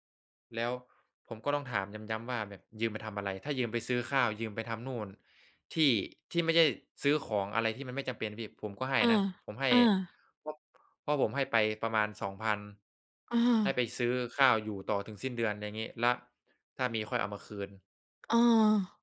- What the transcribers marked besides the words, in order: other background noise
- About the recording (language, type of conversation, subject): Thai, unstructured, ความล้มเหลวเคยสอนอะไรคุณเกี่ยวกับอนาคตบ้างไหม?